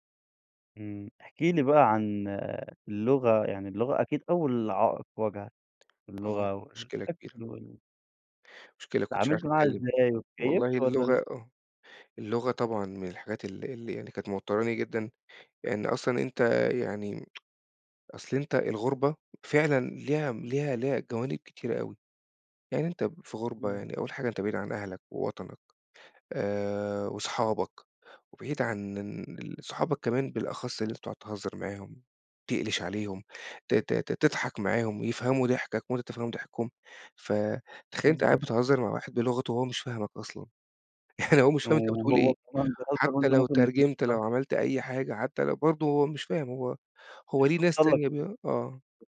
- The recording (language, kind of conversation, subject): Arabic, podcast, إزاي الهجرة بتغيّر هويتك؟
- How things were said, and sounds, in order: tapping; tsk; chuckle; unintelligible speech; unintelligible speech; other background noise